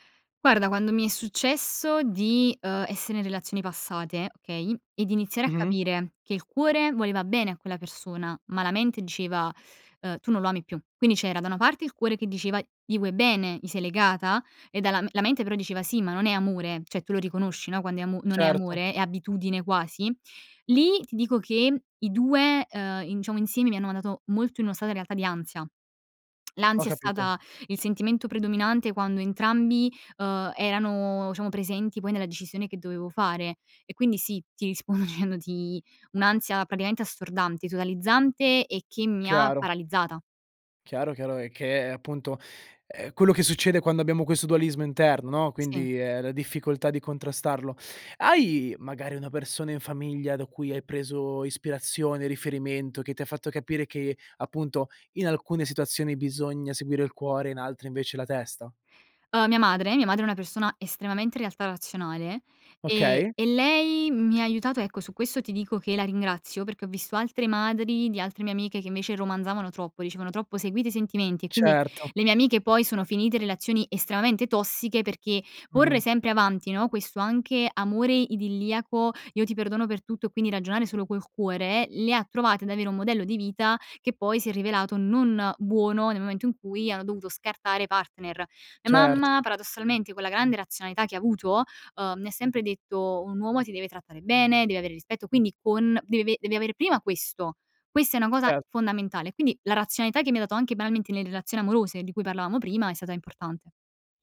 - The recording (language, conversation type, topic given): Italian, podcast, Quando è giusto seguire il cuore e quando la testa?
- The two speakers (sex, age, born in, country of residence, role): female, 20-24, Italy, Italy, guest; male, 25-29, Italy, Italy, host
- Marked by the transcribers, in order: "cioè" said as "ceh"; "diciamo" said as "ciamo"; tsk; "diciamo" said as "ciamo"; laughing while speaking: "rispondo"; "praticamente" said as "pradgamente"; tapping